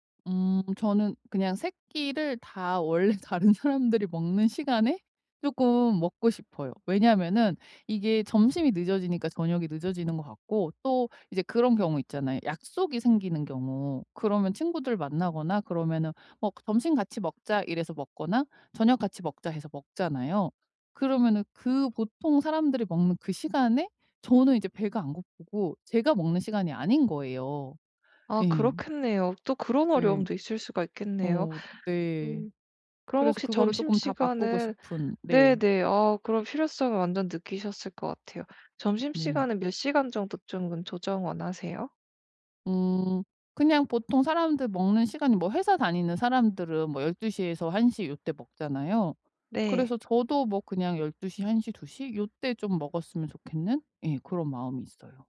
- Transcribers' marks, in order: laughing while speaking: "다른 사람들이"; tapping; other background noise
- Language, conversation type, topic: Korean, advice, 해로운 습관을 더 건강한 행동으로 어떻게 대체할 수 있을까요?